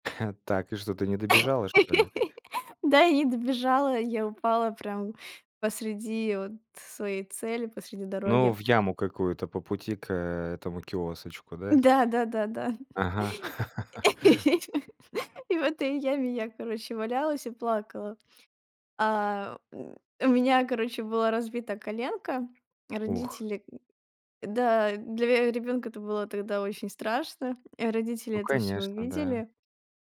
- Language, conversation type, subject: Russian, podcast, Помнишь свою любимую игрушку и историю, связанную с ней?
- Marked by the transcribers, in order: chuckle; laugh; other background noise; laugh